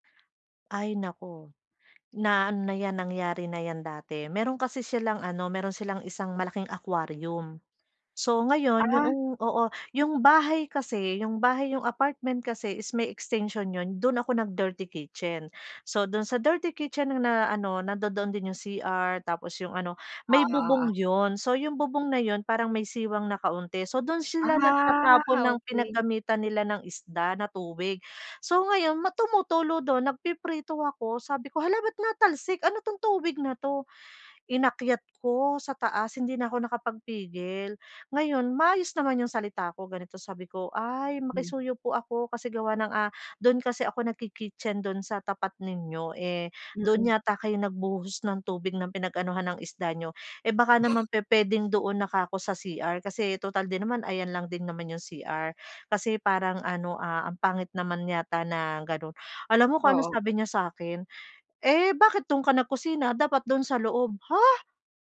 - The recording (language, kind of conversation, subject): Filipino, advice, Paano ako makakapagpahinga at makakapagpakalma kahit maraming pinagmumulan ng stress at mga nakagagambala sa paligid ko?
- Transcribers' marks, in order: other background noise